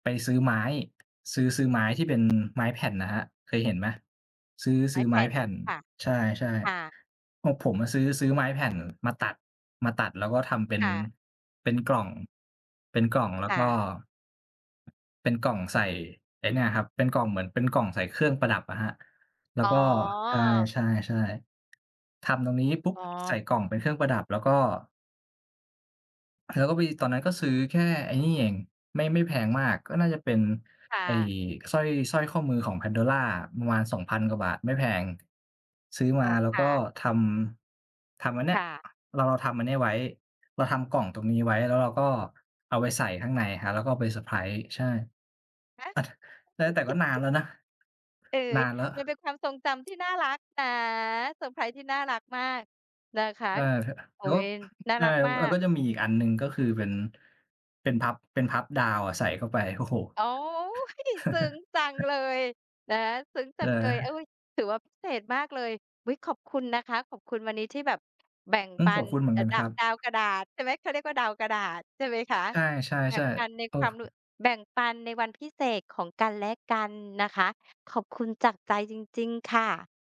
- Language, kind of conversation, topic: Thai, unstructured, คุณมีวิธีอะไรบ้างที่จะทำให้วันธรรมดากลายเป็นวันพิเศษกับคนรักของคุณ?
- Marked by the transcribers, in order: giggle; tapping; chuckle; chuckle